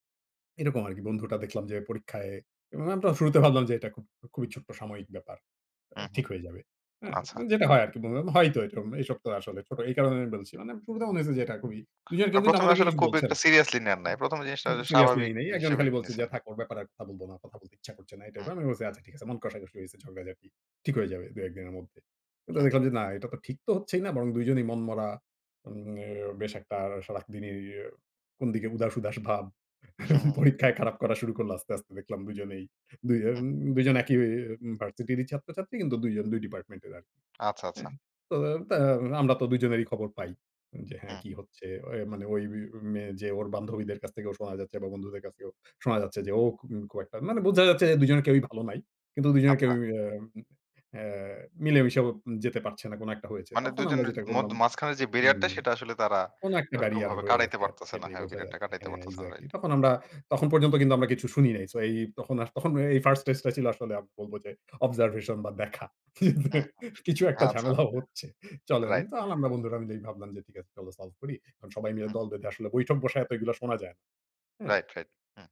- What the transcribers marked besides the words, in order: tapping; unintelligible speech; "এরকম" said as "এটম"; other background noise; chuckle; laughing while speaking: "পরীক্ষায় খারাপ করা শুরু করল"; in English: "exactly"; in English: "first stage"; chuckle; laughing while speaking: "আচ্ছা"; in English: "solve"
- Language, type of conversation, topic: Bengali, podcast, সহজ তিনটি উপায়ে কীভাবে কেউ সাহায্য পেতে পারে?
- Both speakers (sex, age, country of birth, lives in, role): male, 25-29, Bangladesh, Bangladesh, host; male, 40-44, Bangladesh, Finland, guest